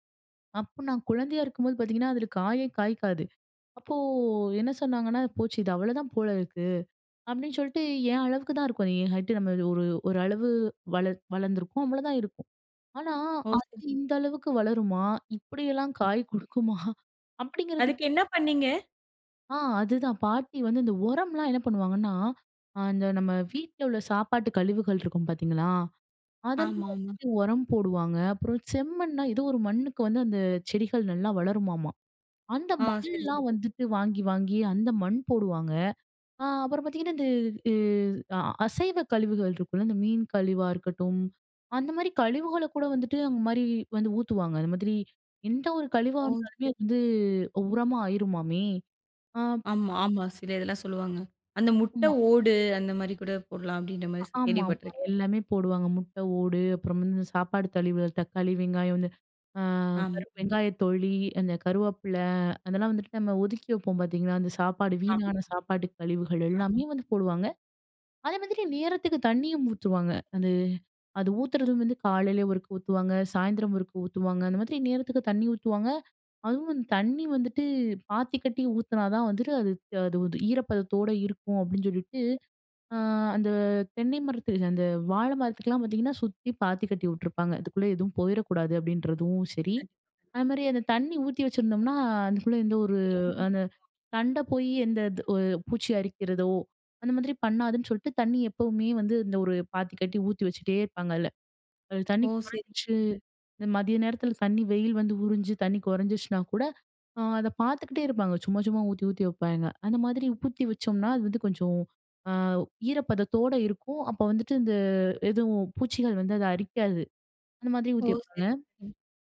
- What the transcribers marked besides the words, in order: in English: "ஹைட்டு"; chuckle; other noise; other background noise; "கழிவுகள்" said as "தழிவுக"
- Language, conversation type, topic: Tamil, podcast, குடும்பத்தில் பசுமை பழக்கங்களை எப்படித் தொடங்கலாம்?